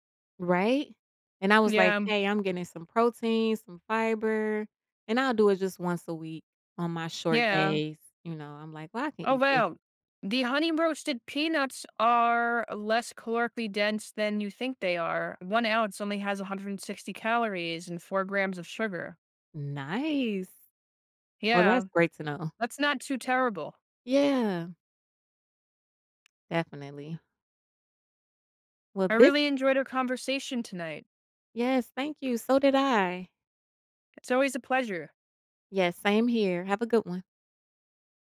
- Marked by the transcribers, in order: other background noise
- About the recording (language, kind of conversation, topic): English, unstructured, How do I balance tasty food and health, which small trade-offs matter?
- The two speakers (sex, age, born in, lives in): female, 45-49, United States, United States; other, 20-24, United States, United States